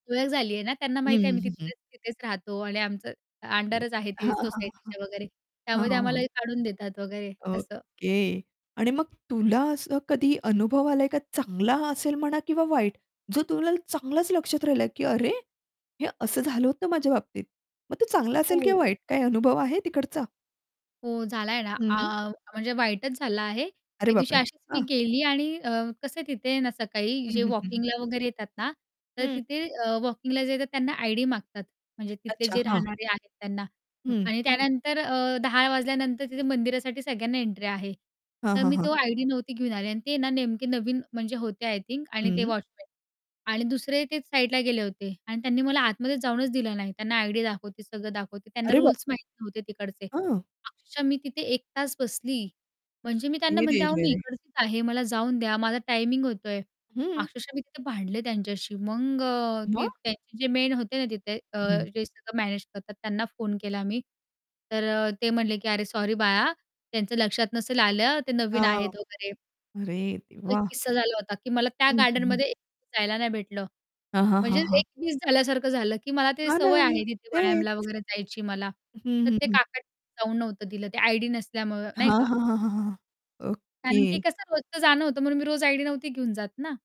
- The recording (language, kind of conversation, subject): Marathi, podcast, तुमच्या परिसरातली लपलेली जागा कोणती आहे, आणि ती तुम्हाला का आवडते?
- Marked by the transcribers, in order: static; distorted speech; other noise; in English: "अंडरच"; tapping; in English: "मेन"; unintelligible speech; other background noise; "व्यायामाला" said as "वायामला"